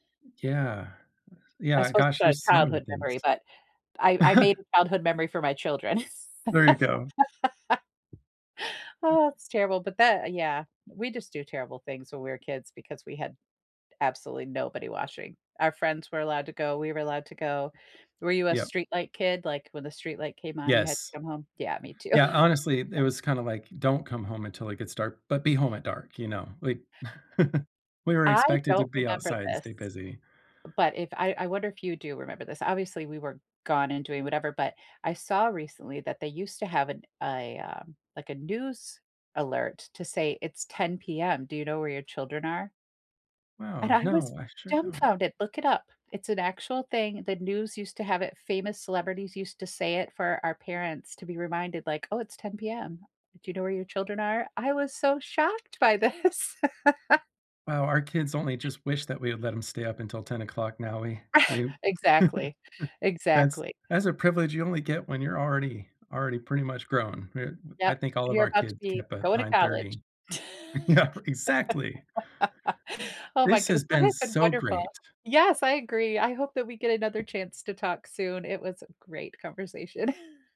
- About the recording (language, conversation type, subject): English, unstructured, What’s a childhood memory that always makes you smile?
- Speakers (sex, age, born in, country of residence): female, 45-49, United States, United States; male, 45-49, United States, United States
- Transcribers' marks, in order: chuckle; laugh; laugh; chuckle; tapping; laughing while speaking: "this"; laugh; scoff; chuckle; laugh; laughing while speaking: "Yep"; stressed: "exactly"; other background noise; chuckle